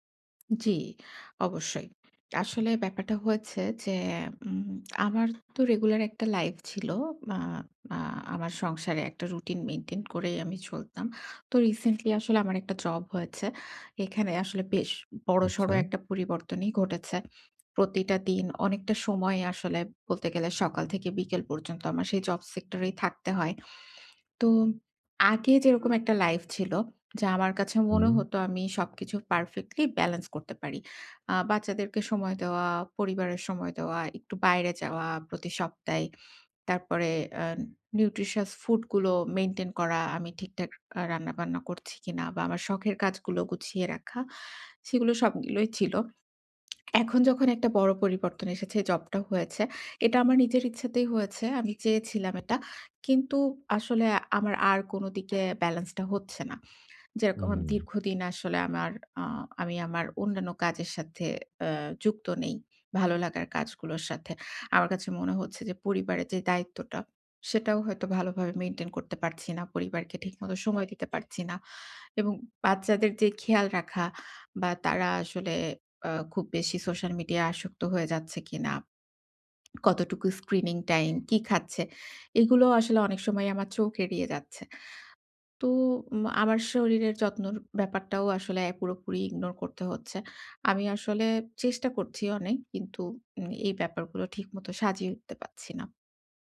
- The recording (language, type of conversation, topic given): Bengali, advice, বড় পরিবর্তনকে ছোট ধাপে ভাগ করে কীভাবে শুরু করব?
- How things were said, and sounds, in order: in English: "পারফেক্টলি ব্যালেন্স"; in English: "নিউট্রিশিয়াস ফুড"; lip smack; in English: "ব্যালেন্সটা"; swallow; in English: "স্ক্রিনিং টাইম"; in English: "ইগনোর"